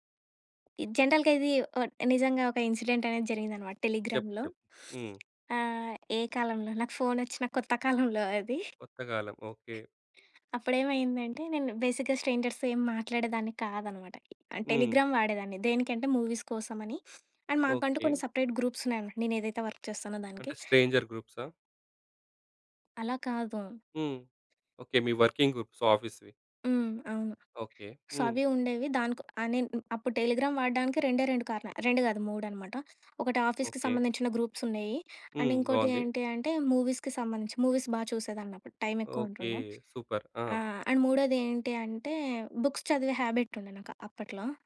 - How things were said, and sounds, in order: in English: "జనరల్‌గా"; in English: "ఇన్సిడెంట్"; in English: "టెలిగ్రామ్‌లో"; sniff; tapping; other background noise; in English: "బేసిక్‌గా స్ట్రేంజర్స్‌తో"; in English: "టెలిగ్రామ్"; in English: "మూవీస్"; in English: "అండ్"; in English: "సెపరేట్ గ్రూప్స్"; in English: "వర్క్"; in English: "స్ట్రేంజర్"; in English: "వర్కింగ్ గ్రూప్స్, ఆఫీస్‌వి"; in English: "సో"; in English: "టెలిగ్రామ్"; in English: "ఆఫీస్‌కి"; in English: "గ్రూప్స్"; in English: "అండ్"; in English: "మూవీస్‌కి"; in English: "మూవీస్"; in English: "సూపర్"; in English: "అండ్"; in English: "బుక్స్"; in English: "హ్యాబిట్"
- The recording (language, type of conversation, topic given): Telugu, podcast, ఆన్‌లైన్‌లో పరిమితులు పెట్టుకోవడం మీకు ఎలా సులభమవుతుంది?